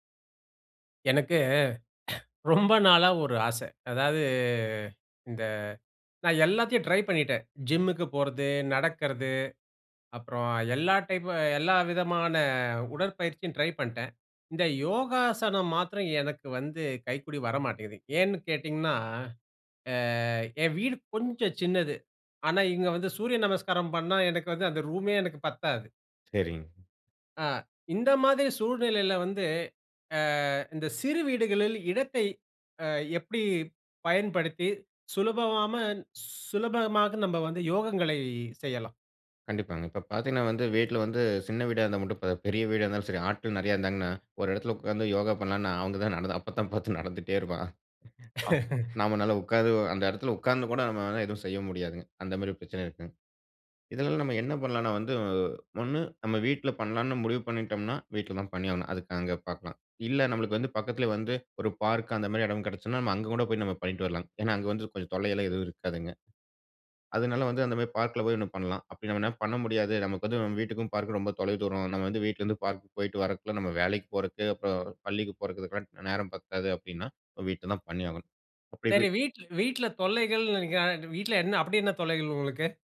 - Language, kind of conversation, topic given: Tamil, podcast, சிறிய வீடுகளில் இடத்தைச் சிக்கனமாகப் பயன்படுத்தி யோகா செய்ய என்னென்ன எளிய வழிகள் உள்ளன?
- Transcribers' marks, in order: throat clearing; drawn out: "அதாவது"; "மாத்திரம்" said as "மாத்ரம்"; "பண்ணலானா" said as "பண்ணானா"; chuckle; laugh; unintelligible speech